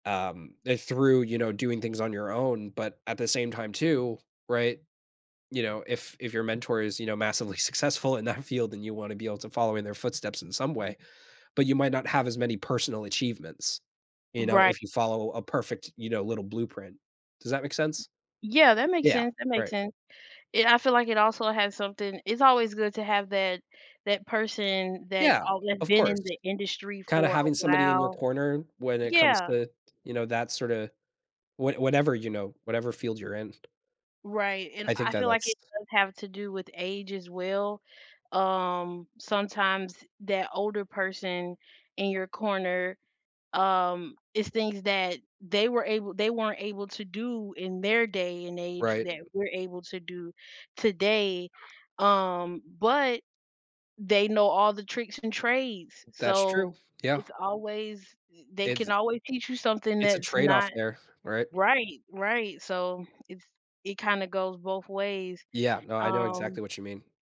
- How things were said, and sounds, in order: laughing while speaking: "successful in that"; other background noise; tapping
- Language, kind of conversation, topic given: English, unstructured, How do mentorship and self-directed learning each shape your career growth?
- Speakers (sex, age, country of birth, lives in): female, 20-24, United States, United States; male, 20-24, United States, United States